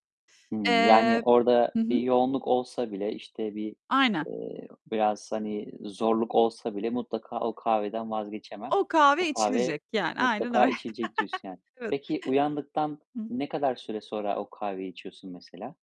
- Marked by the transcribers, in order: other background noise; chuckle
- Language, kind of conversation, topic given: Turkish, podcast, Sabah rutinini nasıl oluşturuyorsun?